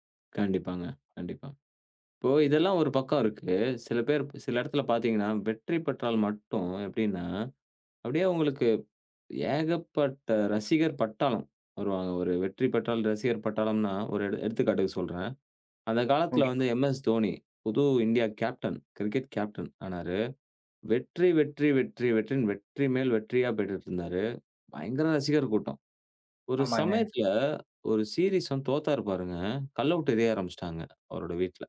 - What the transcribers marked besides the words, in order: other background noise; unintelligible speech; in English: "சீரிஸ்"
- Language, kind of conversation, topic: Tamil, podcast, தோல்வி உன் சந்தோஷத்தை குறைக்காமலிருக்க எப்படி பார்த்துக் கொள்கிறாய்?